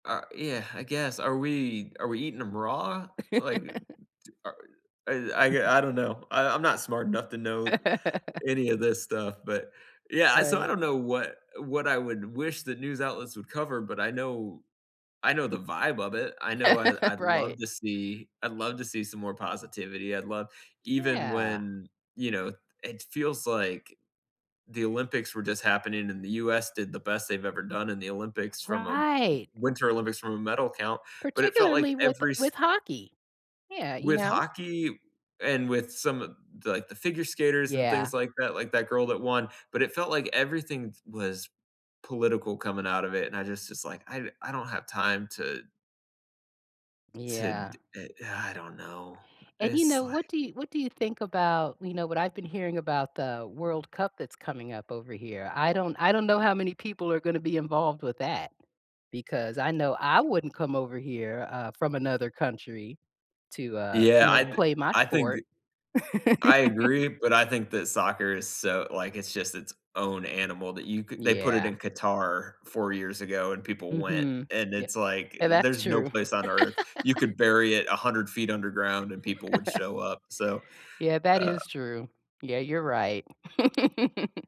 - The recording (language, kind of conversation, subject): English, unstructured, What’s something you wish more news outlets would cover?
- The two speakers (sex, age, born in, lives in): female, 55-59, United States, United States; male, 35-39, United States, United States
- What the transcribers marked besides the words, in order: sigh; laugh; other background noise; laugh; laugh; sigh; laugh; laugh; laugh